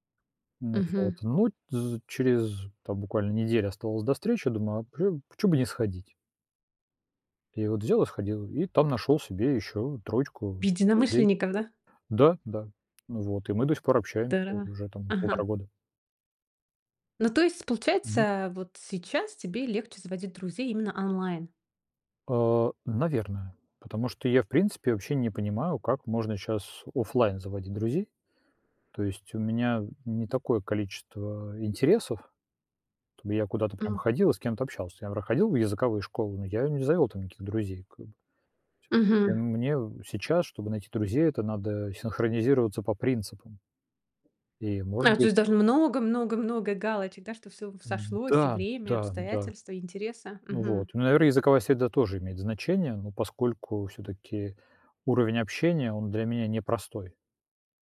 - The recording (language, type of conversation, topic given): Russian, podcast, Как вы заводите друзей в новой среде?
- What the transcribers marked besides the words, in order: tapping; "чтобы" said as "тоби"; other background noise